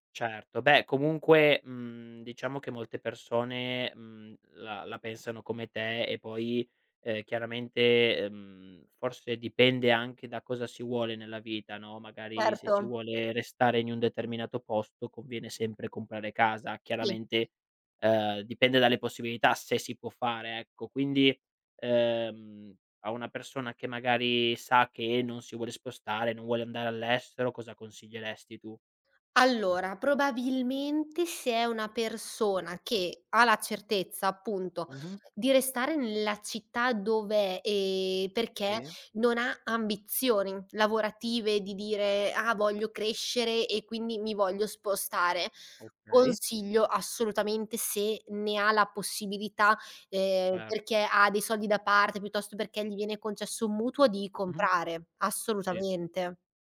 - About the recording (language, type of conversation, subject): Italian, podcast, Come scegliere tra comprare o affittare casa?
- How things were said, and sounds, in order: other noise